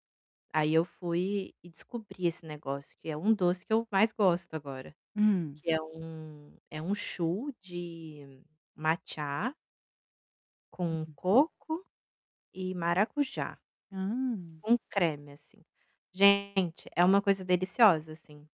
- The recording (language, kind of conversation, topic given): Portuguese, advice, Como posso diferenciar a fome emocional da fome física?
- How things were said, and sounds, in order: tapping; in French: "choux"; in Japanese: "matcha"; distorted speech; static